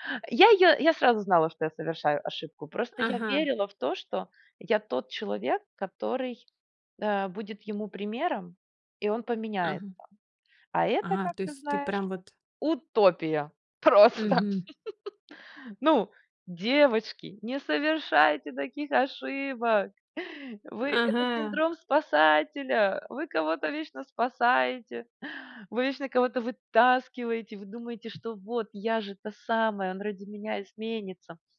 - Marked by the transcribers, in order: tapping; laughing while speaking: "просто"; chuckle; other background noise
- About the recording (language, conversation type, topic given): Russian, podcast, Какие ошибки ты совершал в начале и чему научился?